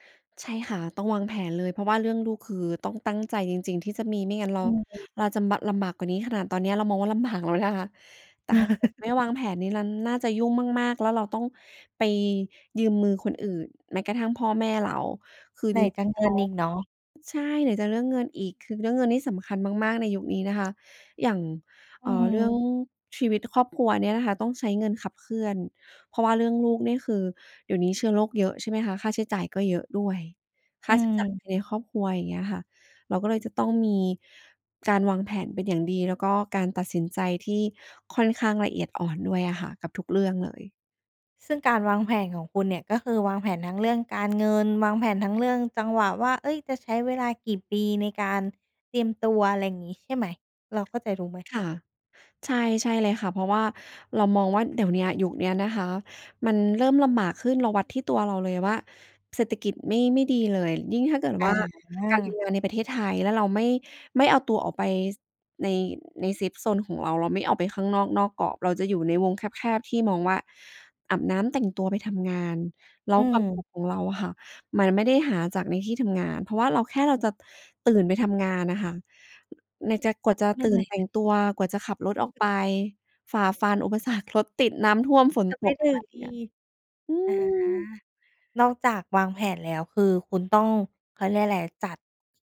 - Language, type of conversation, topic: Thai, podcast, คุณมีวิธีหาความสมดุลระหว่างงานกับครอบครัวอย่างไร?
- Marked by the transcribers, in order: chuckle; tapping; other background noise